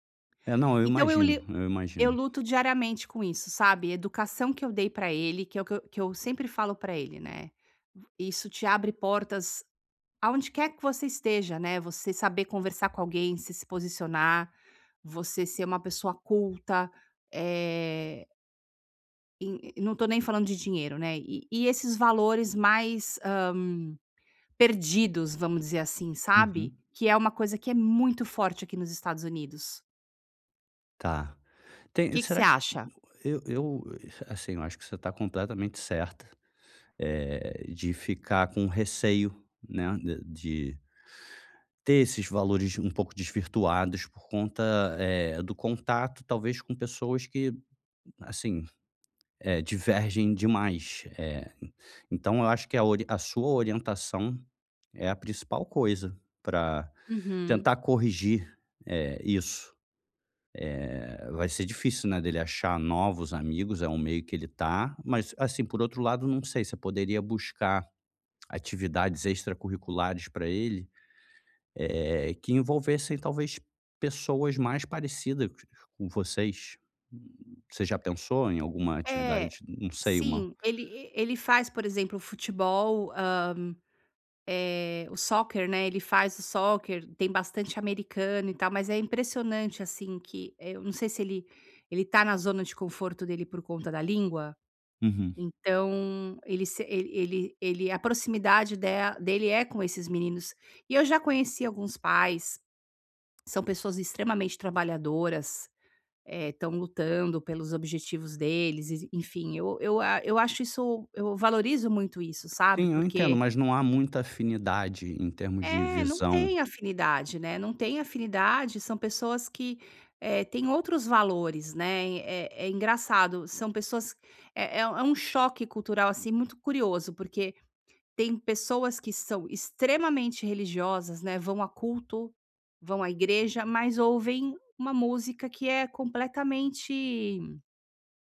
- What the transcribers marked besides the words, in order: in English: "soccer"; in English: "soccer"
- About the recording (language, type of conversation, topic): Portuguese, advice, Como podemos lidar quando discordamos sobre educação e valores?